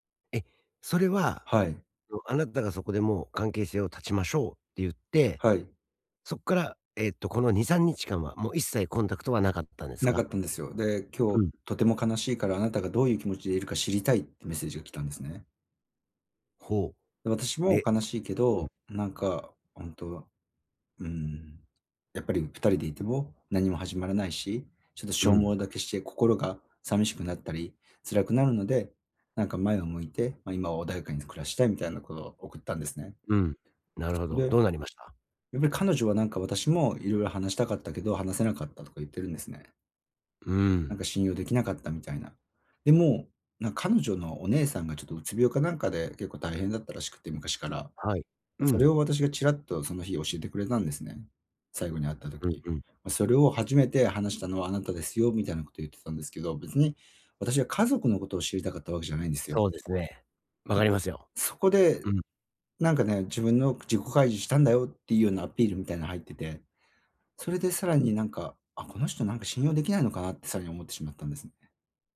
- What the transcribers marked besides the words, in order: tapping; unintelligible speech
- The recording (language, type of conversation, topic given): Japanese, advice, 別れの後、新しい関係で感情を正直に伝えるにはどうすればいいですか？